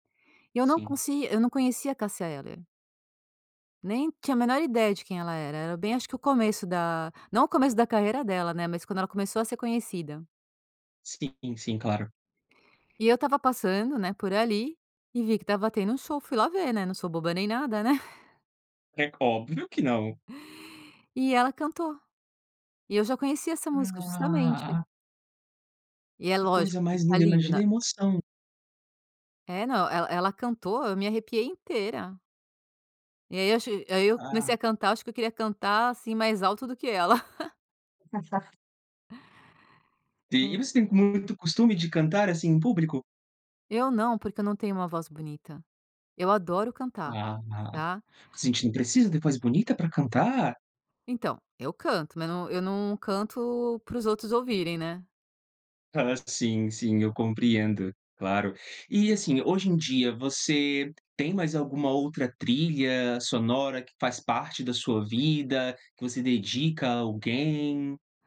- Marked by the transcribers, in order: giggle; chuckle; laugh
- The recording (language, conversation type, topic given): Portuguese, podcast, Tem alguma música que te lembra o seu primeiro amor?